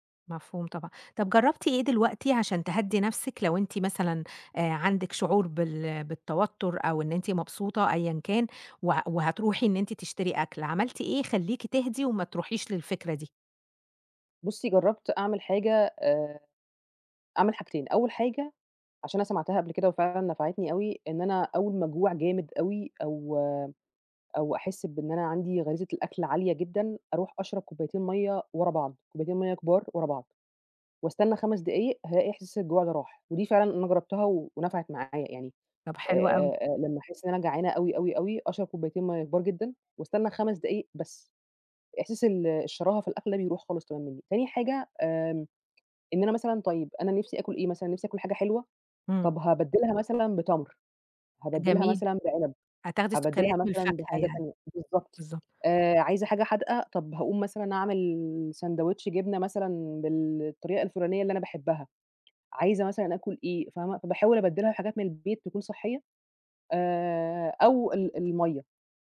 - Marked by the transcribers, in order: tapping
- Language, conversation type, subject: Arabic, advice, ليه باكل كتير لما ببقى متوتر أو زعلان؟